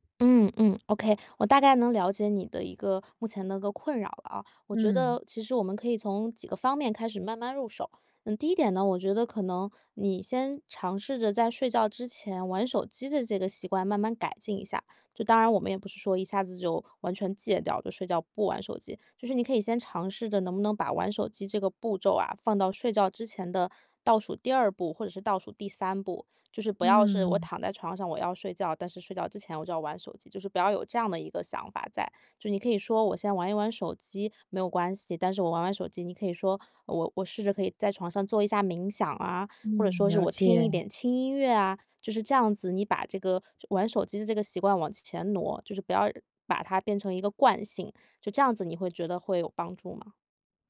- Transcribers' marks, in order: other background noise
- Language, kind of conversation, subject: Chinese, advice, 如何建立稳定睡眠作息